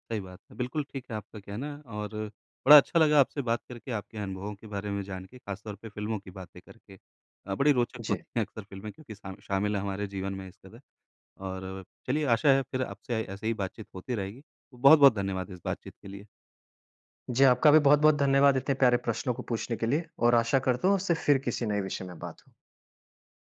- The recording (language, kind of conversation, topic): Hindi, podcast, सोशल मीडिया ने फिल्में देखने की आदतें कैसे बदलीं?
- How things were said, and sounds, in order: laughing while speaking: "अक्सर"